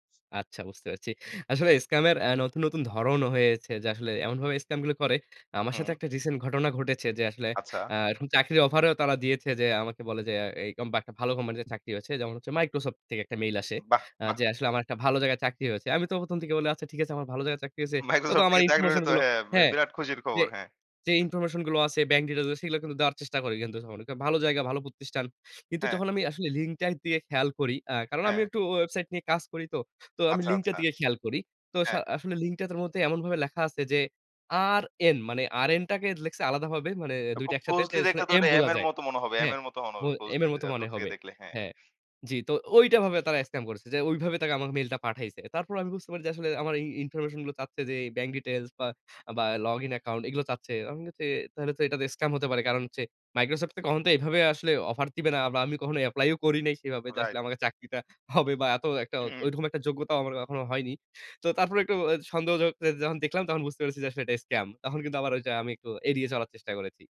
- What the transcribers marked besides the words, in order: in English: "scam"; in English: "scam"; in English: "recent"; "এইরকম" said as "এইকম"; other background noise; "তারা" said as "তাকা"; "করেছি" said as "করেচি"
- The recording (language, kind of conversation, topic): Bengali, podcast, কোনো অনলাইন প্রতারণার মুখে পড়লে প্রথমে কী করবেন—কী পরামর্শ দেবেন?